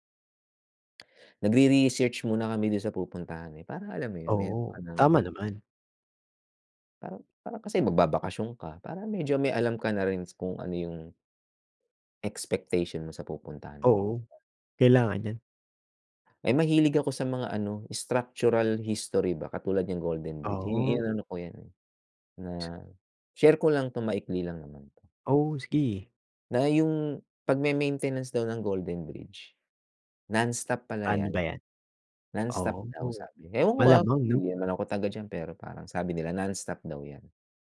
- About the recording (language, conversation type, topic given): Filipino, unstructured, Saang lugar ka nagbakasyon na hindi mo malilimutan, at bakit?
- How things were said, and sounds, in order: none